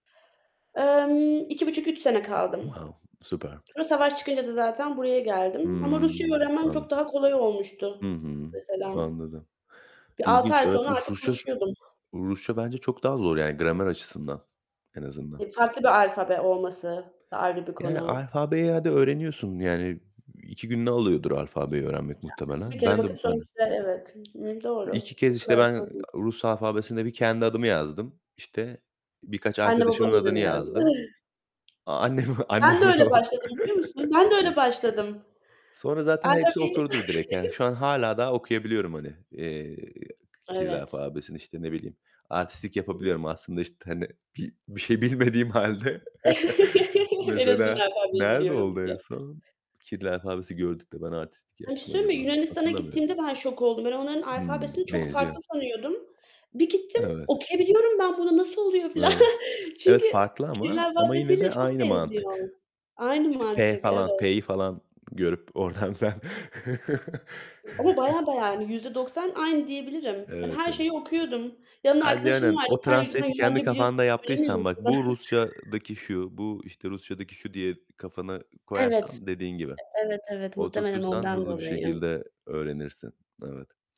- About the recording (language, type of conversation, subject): Turkish, unstructured, Hobiler insanlara nasıl mutluluk verir?
- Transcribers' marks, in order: in English: "Wow"; distorted speech; other background noise; tapping; laughing while speaking: "A annem, annemin o çok iyi"; chuckle; chuckle; laughing while speaking: "bir şey bilmediğim halde"; chuckle; laughing while speaking: "En azından alfabeyi biliyorum diye"; chuckle; laughing while speaking: "oradan"; unintelligible speech; chuckle; in English: "translate'i"; unintelligible speech